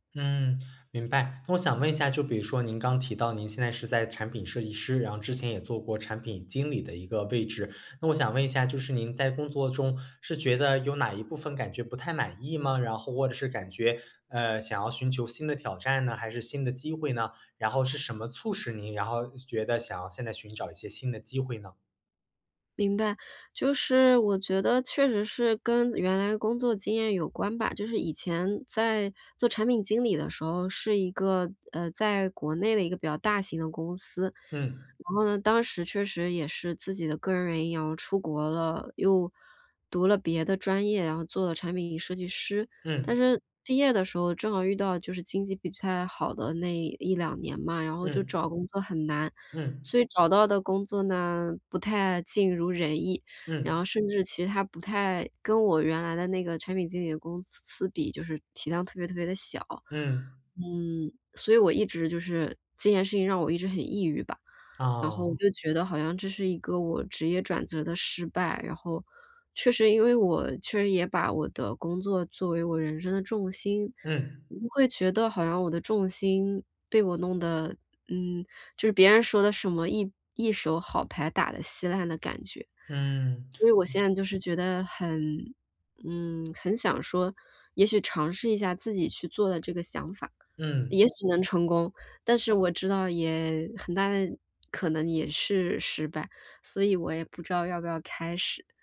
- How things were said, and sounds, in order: other background noise
- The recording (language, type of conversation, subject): Chinese, advice, 我怎样把不确定性转化为自己的成长机会？